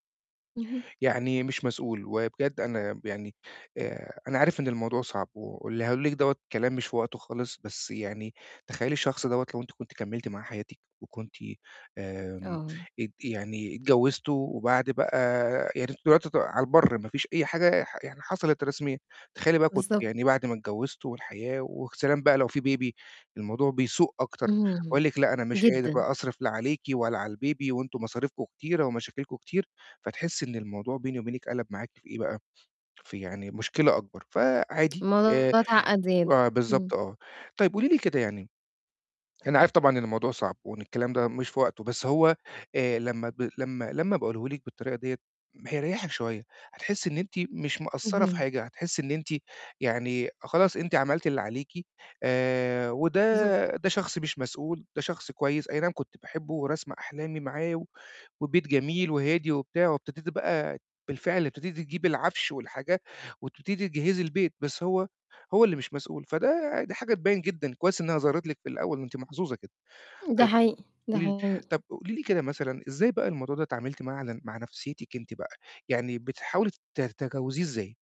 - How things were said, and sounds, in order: tapping; in English: "Baby"; in English: "الbaby"; distorted speech
- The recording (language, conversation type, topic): Arabic, advice, إزاي أتعامل مع إحساس الخسارة بعد ما علاقتي فشلت والأحلام اللي كانت بينّا ما اتحققتش؟